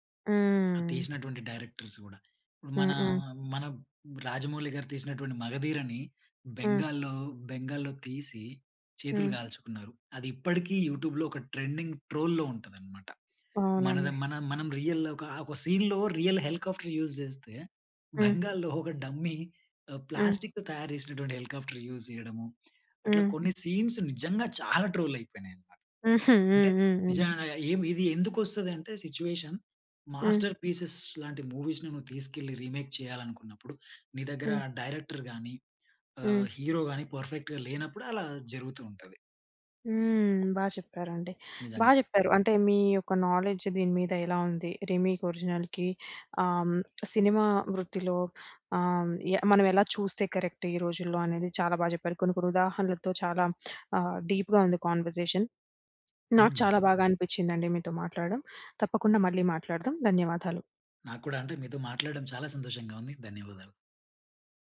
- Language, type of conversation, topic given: Telugu, podcast, రిమేక్‌లు, ఒరిజినల్‌ల గురించి మీ ప్రధాన అభిప్రాయం ఏమిటి?
- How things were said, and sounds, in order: drawn out: "హ్మ్"; in English: "డైరెక్టర్స్"; other background noise; in English: "యూట్యూబ్‌లో"; in English: "ట్రెండింగ్ ట్రోల్‌లో"; in English: "రియల్‌లో"; in English: "సీన్‌లో రియల్ హెలికాప్టర్ యూస్"; in English: "డమ్మీ, ప్లాస్టిక్‌తో"; in English: "హెలికాప్టర్ యూస్"; in English: "సీన్స్"; in English: "ట్రోల్"; chuckle; in English: "సిట్యుయేషన్. మాస్టర్‌పీసెస్"; in English: "మూవీస్‌ని"; in English: "రీమేక్"; in English: "డైరెక్టర్"; in English: "హీరో"; in English: "పర్ఫెక్ట్‌గా"; in English: "నాలెడ్జ్"; in English: "రీమేక్ ఒరిజినల్‌కి"; in English: "కరెక్ట్"; lip smack; in English: "డీప్‍గా"; in English: "కాన్వర్సేషన్"